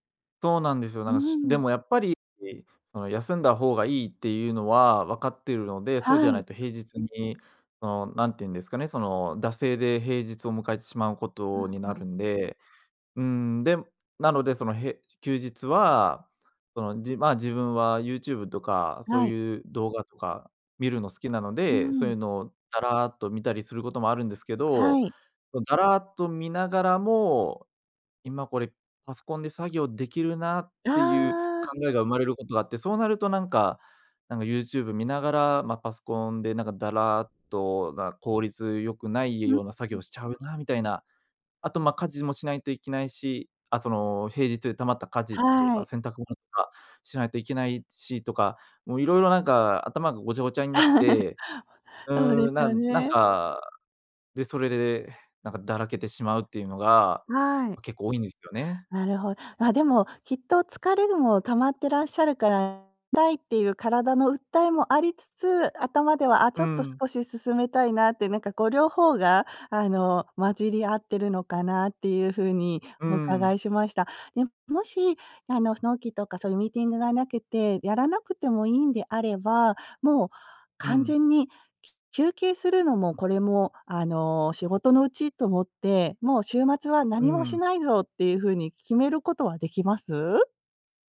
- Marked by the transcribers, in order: laugh
- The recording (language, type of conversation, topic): Japanese, advice, 週末にだらけてしまう癖を変えたい